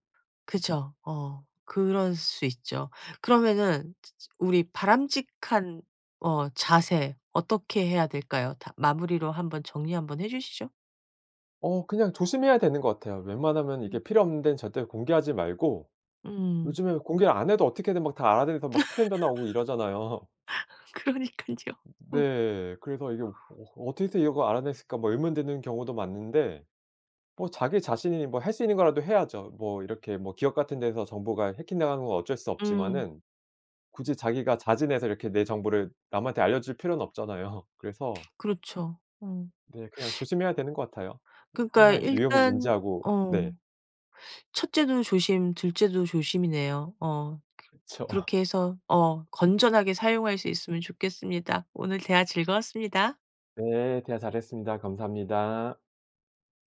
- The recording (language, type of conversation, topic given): Korean, podcast, 개인정보는 어느 정도까지 공개하는 것이 적당하다고 생각하시나요?
- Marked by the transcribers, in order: other background noise; laugh; laughing while speaking: "그러니깐요. 음"; laughing while speaking: "없잖아요"; tapping; teeth sucking